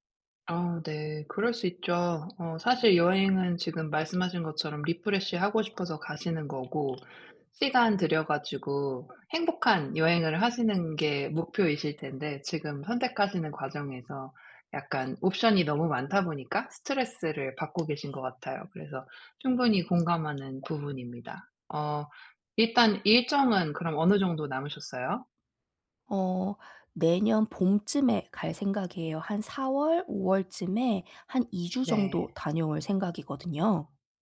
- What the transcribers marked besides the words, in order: other background noise
- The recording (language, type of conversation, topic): Korean, advice, 중요한 결정을 내릴 때 결정 과정을 단순화해 스트레스를 줄이려면 어떻게 해야 하나요?